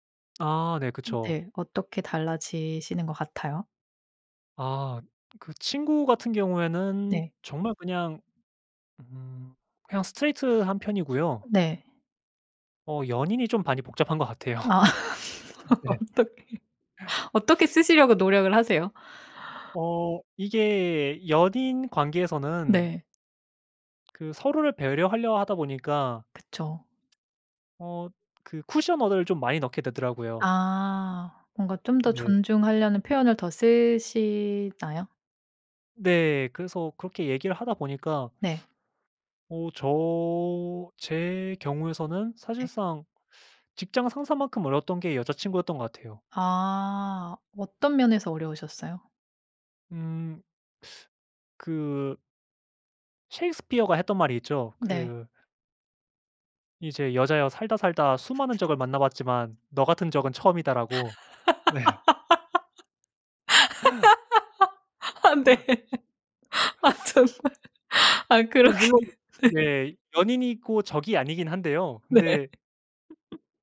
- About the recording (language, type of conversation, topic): Korean, podcast, 사투리나 말투가 당신에게 어떤 의미인가요?
- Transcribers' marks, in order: other background noise; in English: "스트레이트"; laugh; laughing while speaking: "같아요"; laughing while speaking: "어떻게"; laugh; laugh; laughing while speaking: "아 네. 아 정말 아 그렇게 네"; gasp; teeth sucking; laughing while speaking: "네"; laugh